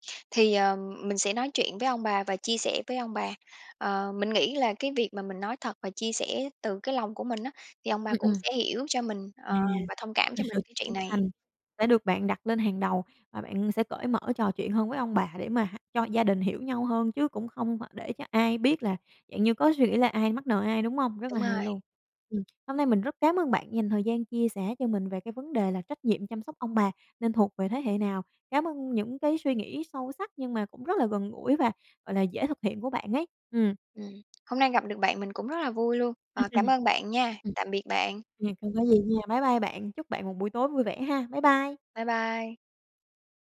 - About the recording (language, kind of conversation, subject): Vietnamese, podcast, Bạn thấy trách nhiệm chăm sóc ông bà nên thuộc về thế hệ nào?
- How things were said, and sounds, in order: tapping; laugh